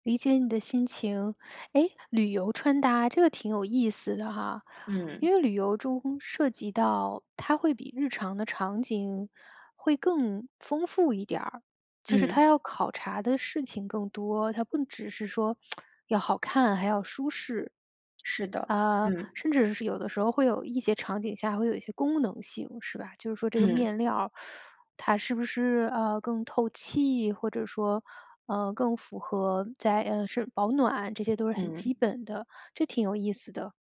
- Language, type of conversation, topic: Chinese, podcast, 社交媒体改变了你管理个人形象的方式吗？
- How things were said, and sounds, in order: other background noise; tsk; teeth sucking